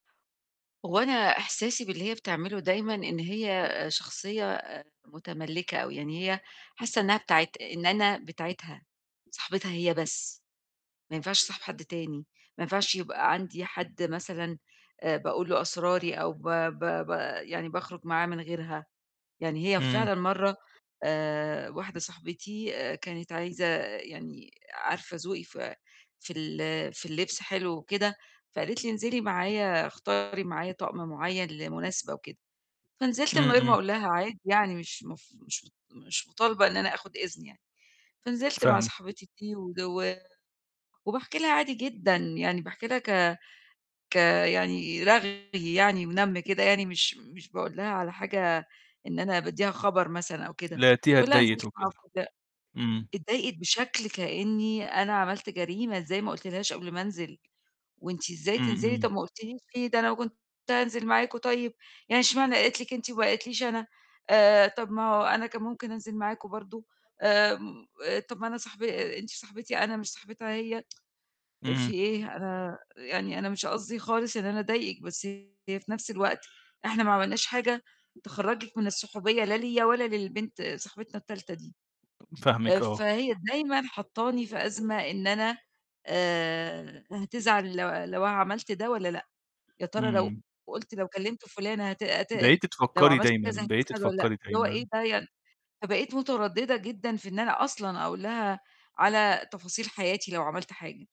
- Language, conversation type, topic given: Arabic, advice, إزاي أتعامل مع صاحب متحكم بيحاول يفرض رأيه عليّا؟
- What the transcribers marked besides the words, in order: distorted speech; tsk; other background noise